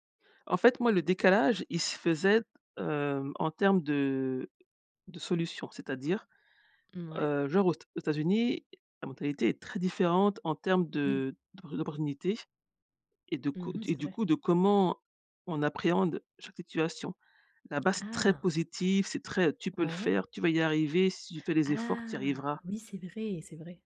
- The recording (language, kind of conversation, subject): French, podcast, Comment maintiens-tu des amitiés à distance ?
- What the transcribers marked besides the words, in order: none